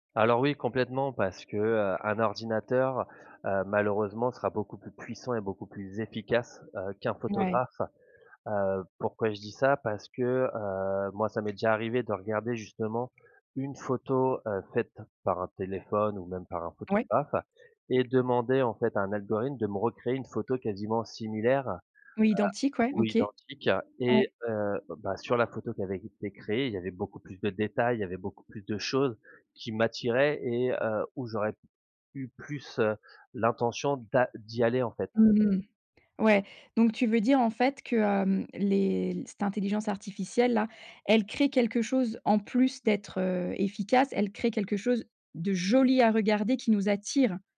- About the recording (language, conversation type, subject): French, podcast, Comment repères-tu si une source d’information est fiable ?
- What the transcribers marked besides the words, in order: other background noise